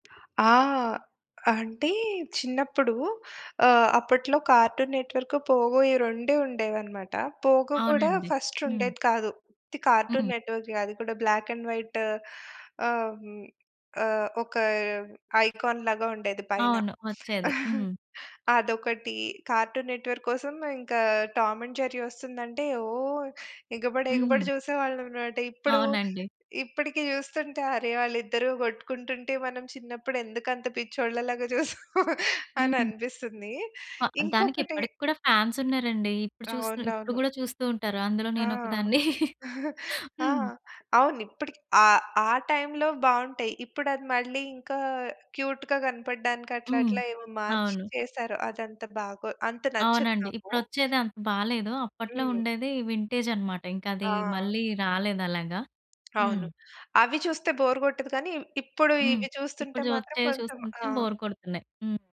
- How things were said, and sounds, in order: other background noise; in English: "ఫస్ట్"; in English: "బ్లాక్ అండ్ వైట్"; in English: "ఐకాన్"; sniff; chuckle; chuckle; in English: "ఫ్యాన్స్"; chuckle; chuckle; in English: "క్యూట్‌గా"; in English: "వింటేజ్"; tapping; in English: "బోర్"; in English: "బోర్"
- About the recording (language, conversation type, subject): Telugu, podcast, చిన్నప్పుడు నీకు ఇష్టమైన కార్టూన్ ఏది?